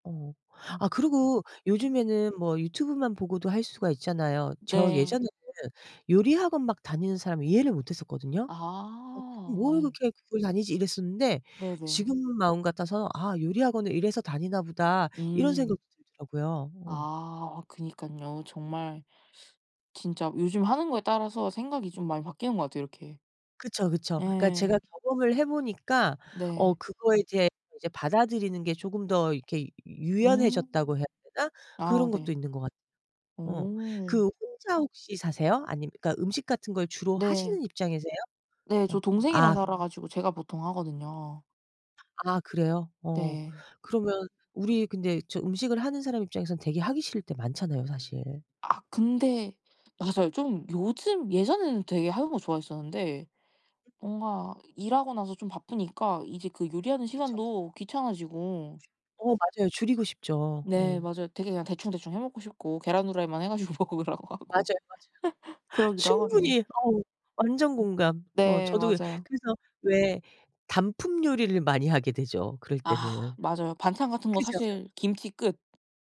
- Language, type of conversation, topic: Korean, unstructured, 요즘 취미로 무엇을 즐기고 있나요?
- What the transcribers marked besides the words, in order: other background noise; tapping; laughing while speaking: "먹으라고 하고"